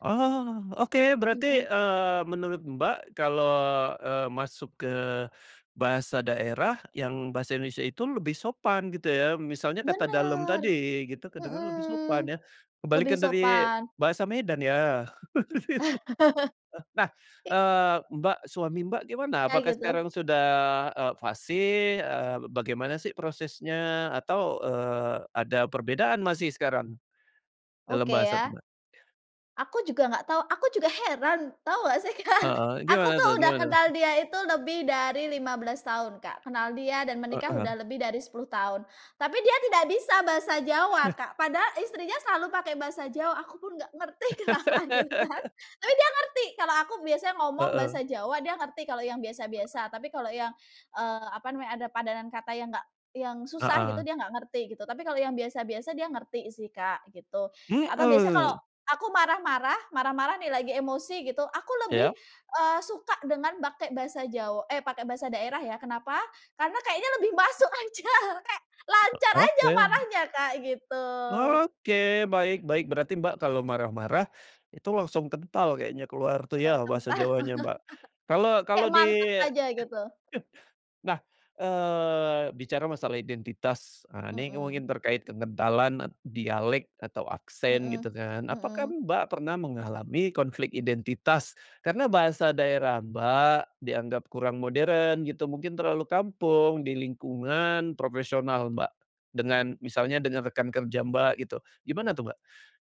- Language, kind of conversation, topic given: Indonesian, podcast, Bagaimana kebiasaanmu menggunakan bahasa daerah di rumah?
- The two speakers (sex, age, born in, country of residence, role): female, 30-34, Indonesia, Indonesia, guest; male, 40-44, Indonesia, Indonesia, host
- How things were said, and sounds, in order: chuckle; unintelligible speech; chuckle; laughing while speaking: "Kak"; other background noise; tapping; chuckle; laugh; laughing while speaking: "kenapa gitu kan"; laughing while speaking: "masuk aja"; chuckle; chuckle